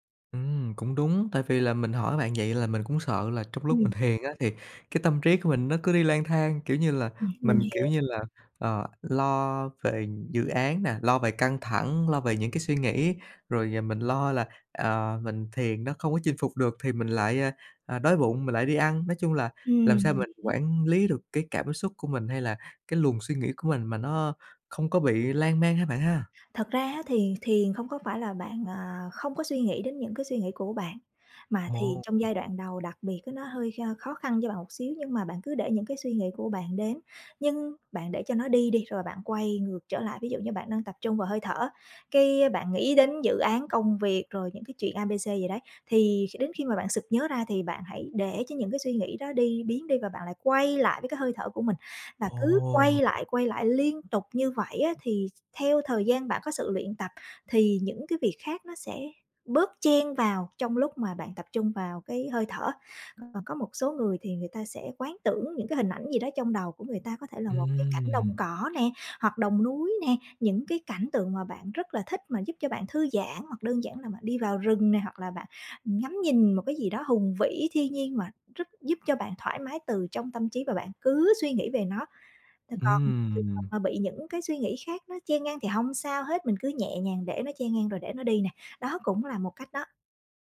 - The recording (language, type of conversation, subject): Vietnamese, advice, Bạn thường ăn theo cảm xúc như thế nào khi buồn hoặc căng thẳng?
- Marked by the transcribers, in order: tapping; other background noise; alarm